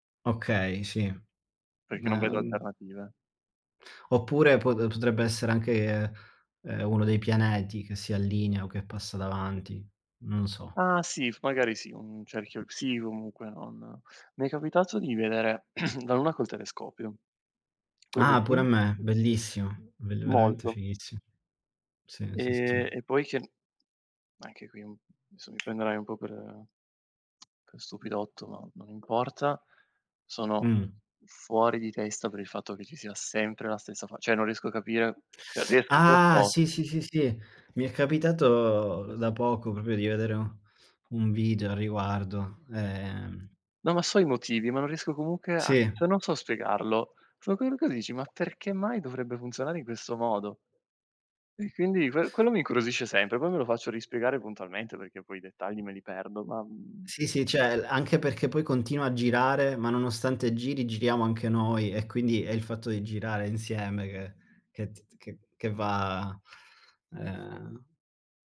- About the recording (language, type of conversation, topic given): Italian, unstructured, Perché pensi che la Luna abbia affascinato l’umanità per secoli?
- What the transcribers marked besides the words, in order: tapping; throat clearing; other background noise; other noise; "cioè" said as "ceh"; "proprio" said as "propio"; "comunque" said as "comunche"; "cioè" said as "ceh"; unintelligible speech; "cioè" said as "ceh"; drawn out: "va"